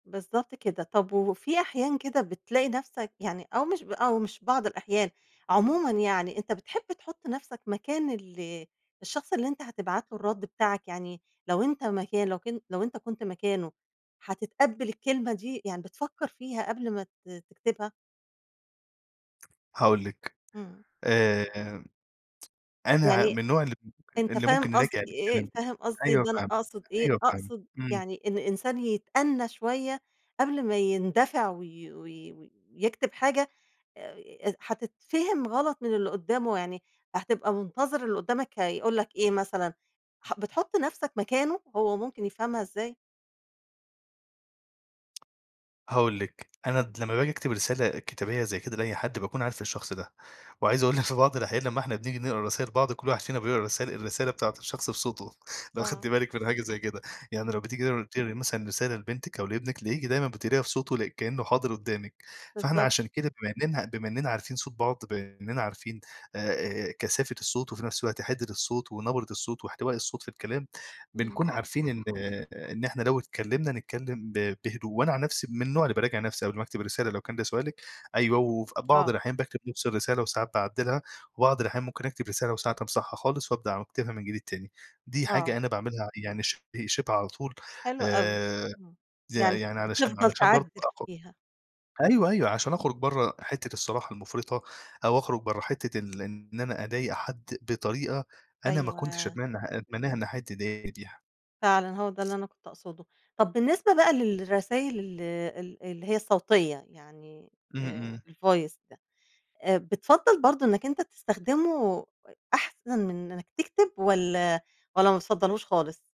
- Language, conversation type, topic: Arabic, podcast, إزاي توازن بين الصراحة والذوق في الرسائل الرقمية؟
- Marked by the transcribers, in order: tapping; unintelligible speech; laughing while speaking: "أقول لِك"; other background noise; in English: "الvoice"